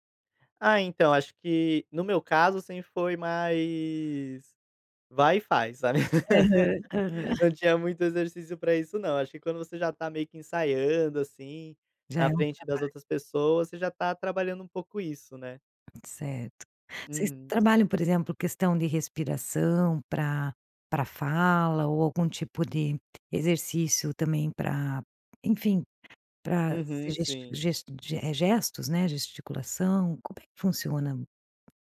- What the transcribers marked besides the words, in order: laugh; tapping
- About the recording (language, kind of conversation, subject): Portuguese, podcast, Como diferenciar, pela linguagem corporal, nervosismo de desinteresse?